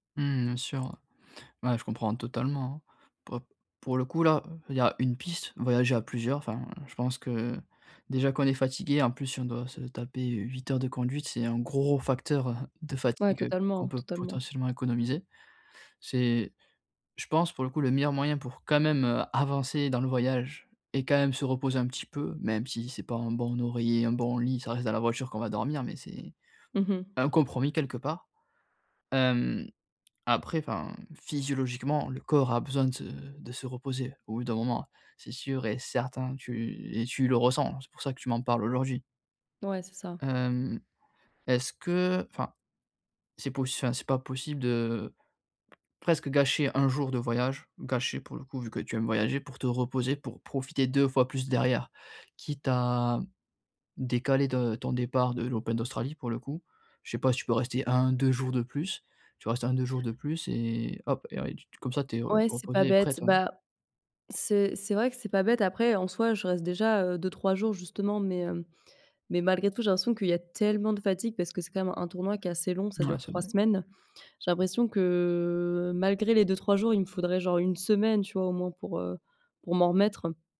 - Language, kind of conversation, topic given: French, advice, Comment éviter l’épuisement et rester en forme pendant un voyage ?
- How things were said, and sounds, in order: stressed: "gros"; stressed: "tellement"; drawn out: "que"